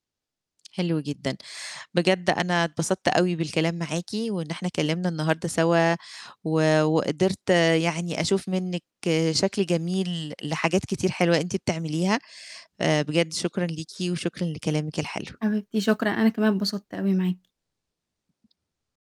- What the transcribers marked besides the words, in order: other background noise
- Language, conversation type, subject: Arabic, podcast, لما بتفشل، بتعمل إيه بعد كده عادةً؟